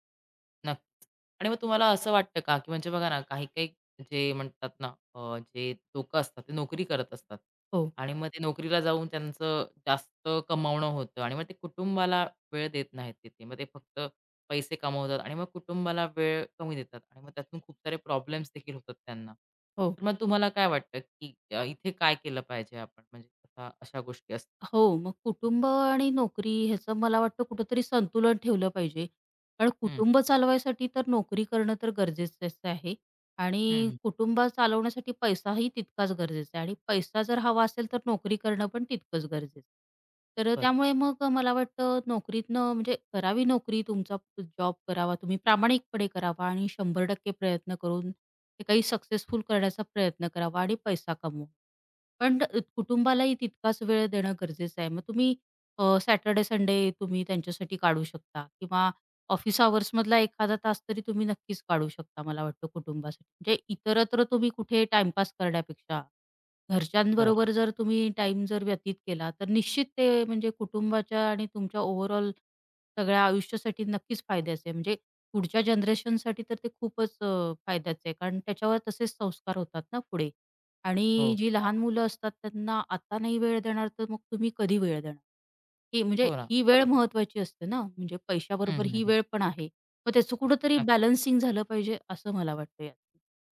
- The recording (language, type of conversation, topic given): Marathi, podcast, तुमच्या मते वेळ आणि पैसा यांपैकी कोणते अधिक महत्त्वाचे आहे?
- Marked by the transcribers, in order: other background noise; tapping; horn; unintelligible speech; in English: "ओव्हरऑल"; unintelligible speech